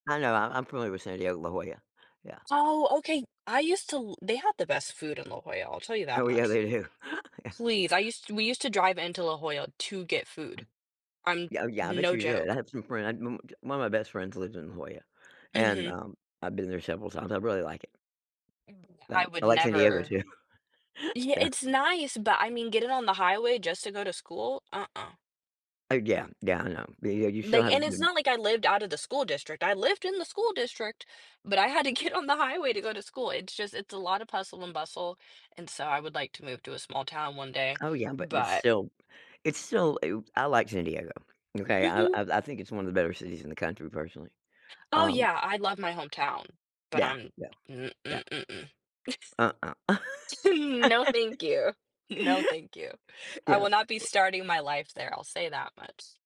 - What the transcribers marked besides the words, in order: tapping; chuckle; other background noise; laughing while speaking: "too"; laugh; "still" said as "shill"; unintelligible speech; laughing while speaking: "get"; "hustle" said as "pustle"; laughing while speaking: "Hmm"; laughing while speaking: "No"; laugh
- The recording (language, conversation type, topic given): English, unstructured, Which do you prefer, summer or winter?